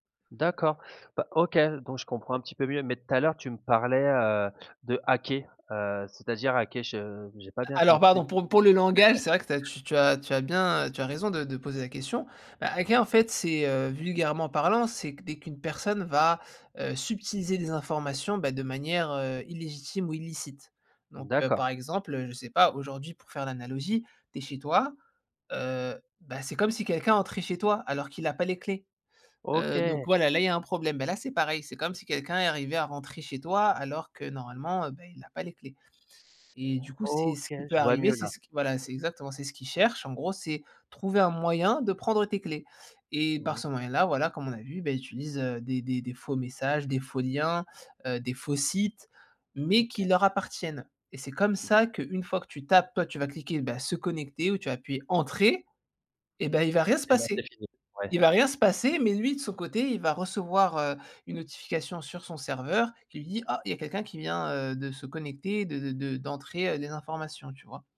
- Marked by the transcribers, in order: other background noise
- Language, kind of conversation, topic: French, podcast, Comment détectes-tu un faux message ou une arnaque en ligne ?